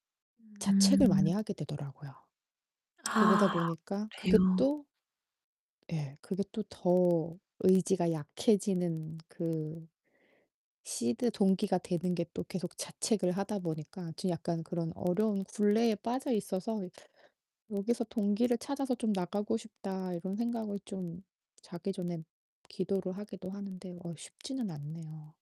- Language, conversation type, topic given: Korean, advice, 최근 큰 변화로 안정감을 잃었는데, 결정을 되돌리거나 앞으로의 방향을 다시 잡아야 할까요?
- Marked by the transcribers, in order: other background noise; distorted speech; tapping; in English: "seed"